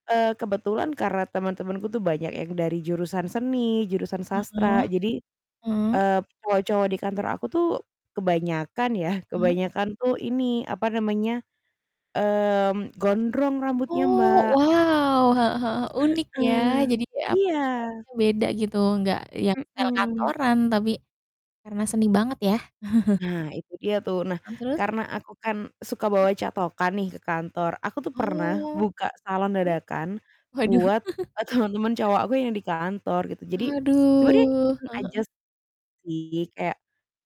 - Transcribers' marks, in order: static; distorted speech; mechanical hum; in English: "style-nya"; in English: "style"; chuckle; other background noise; laughing while speaking: "teman-teman"; chuckle; drawn out: "Aduh"
- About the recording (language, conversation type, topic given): Indonesian, unstructured, Apa momen paling lucu yang pernah kamu alami saat bekerja?